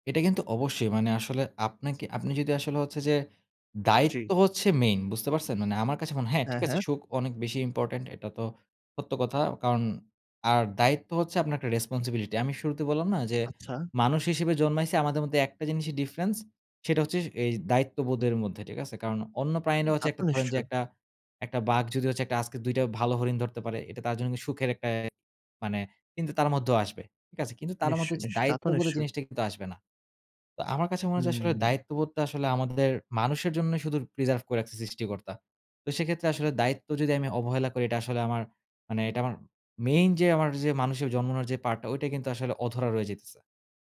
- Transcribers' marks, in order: in English: "প্রিজার্ভ"
- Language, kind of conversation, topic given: Bengali, podcast, কাজের ডেডলাইন আর পরিবারের জরুরি দায়িত্ব একসাথে এলে আপনি কীভাবে সামলান?